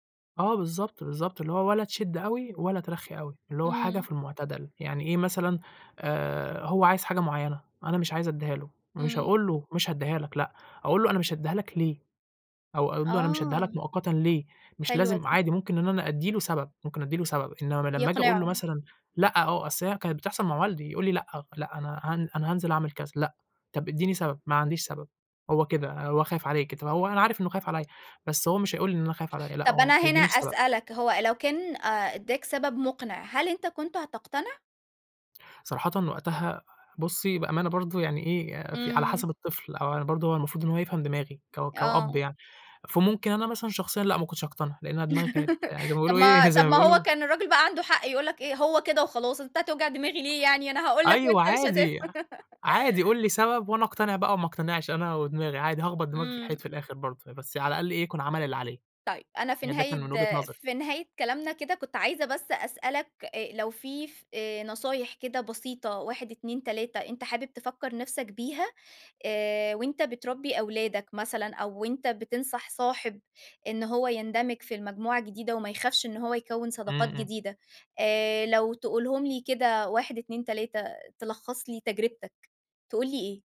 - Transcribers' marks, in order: tapping; laugh; laughing while speaking: "إيه"; laugh; "نهاية" said as "نهايد"
- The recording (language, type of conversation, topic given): Arabic, podcast, إزاي بتكوّن صداقات جديدة في منطقتك؟